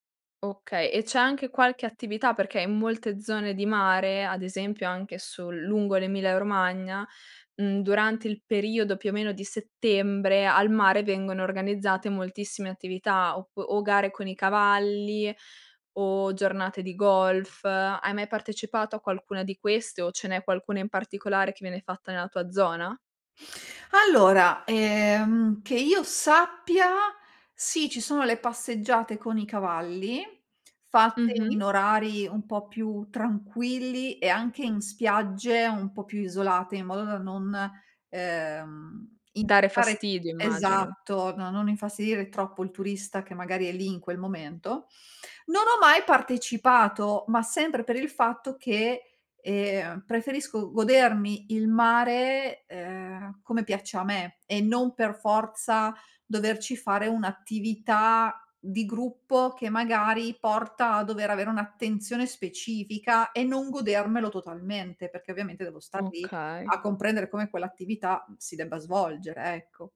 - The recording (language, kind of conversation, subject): Italian, podcast, Come descriveresti il tuo rapporto con il mare?
- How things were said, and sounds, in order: none